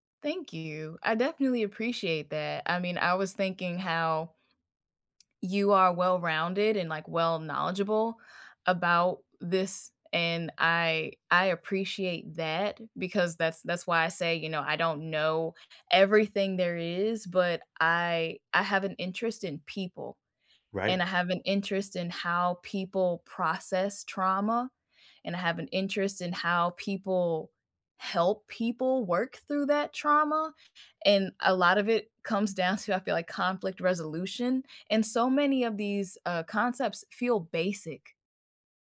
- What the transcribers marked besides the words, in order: none
- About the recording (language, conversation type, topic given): English, unstructured, Why do historical injustices still cause strong emotions?
- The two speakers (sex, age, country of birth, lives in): female, 35-39, United States, United States; male, 40-44, Puerto Rico, United States